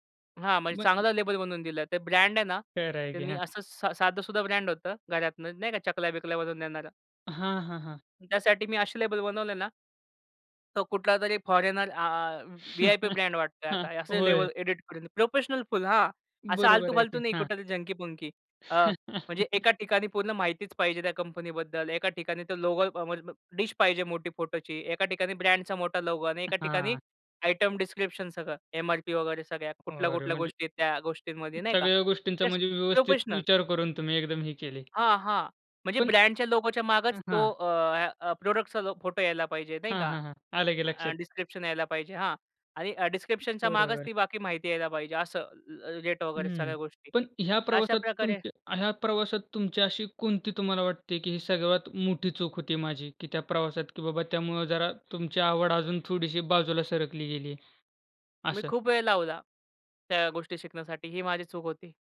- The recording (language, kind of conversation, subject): Marathi, podcast, तुमची आवड कशी विकसित झाली?
- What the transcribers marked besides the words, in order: unintelligible speech; in English: "लेबल"; in English: "लेबल"; chuckle; other noise; chuckle; unintelligible speech; tapping; in English: "डिस्क्रिप्शन"; in English: "एम-आर-पी"; in English: "प्रॉडक्टचा"; in English: "डिस्क्रिप्शन"; in English: "डिस्क्रिप्शनच्या"